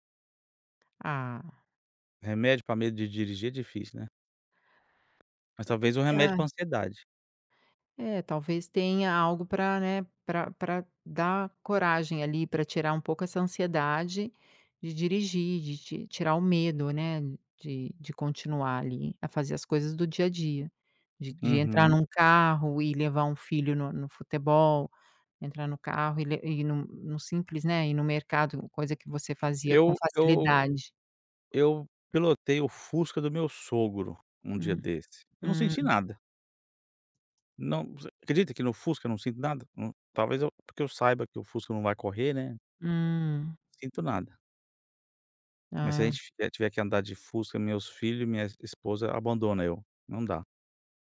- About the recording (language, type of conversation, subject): Portuguese, advice, Como você se sentiu ao perder a confiança após um erro ou fracasso significativo?
- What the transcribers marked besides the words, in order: tapping; other background noise